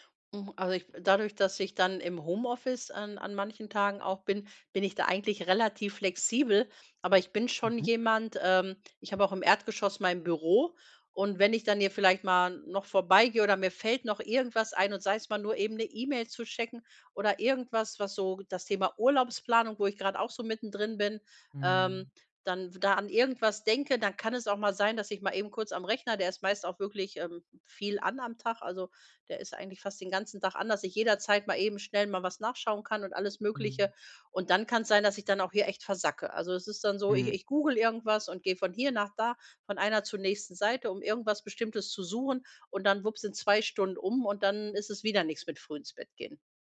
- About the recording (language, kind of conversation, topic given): German, advice, Wie kann ich mir täglich feste Schlaf- und Aufstehzeiten angewöhnen?
- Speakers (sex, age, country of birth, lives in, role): female, 45-49, Germany, Germany, user; male, 25-29, Germany, Germany, advisor
- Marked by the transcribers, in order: none